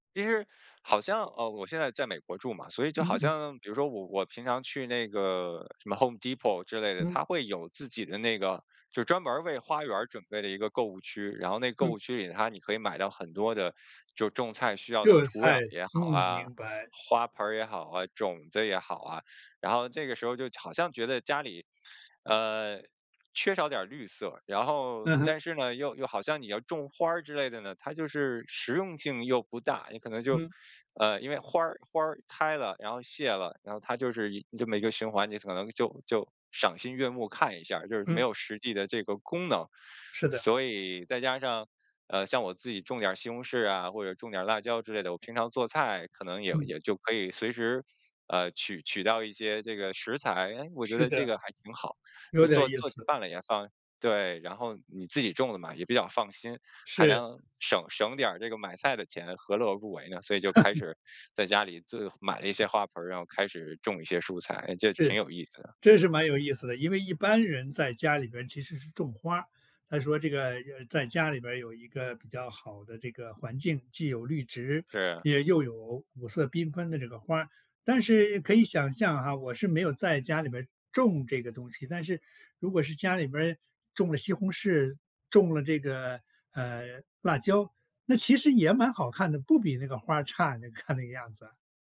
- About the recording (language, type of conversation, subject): Chinese, podcast, 你会如何开始打造一个家庭菜园？
- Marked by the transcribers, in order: other background noise; laugh